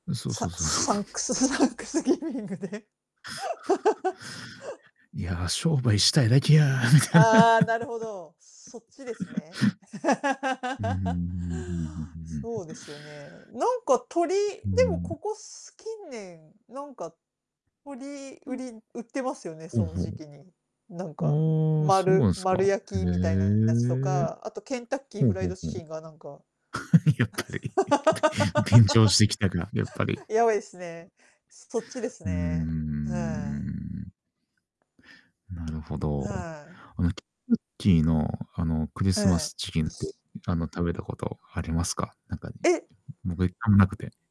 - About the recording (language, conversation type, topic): Japanese, unstructured, 文化や宗教に関する行事で、特に楽しかったことは何ですか？
- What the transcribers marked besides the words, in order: laughing while speaking: "そう"; laugh; laughing while speaking: "サンクスギビングで"; laugh; laughing while speaking: "みたいな"; laugh; laugh; distorted speech; tapping; laugh; laughing while speaking: "やっぱり"; laugh; laugh; drawn out: "うーん"; other background noise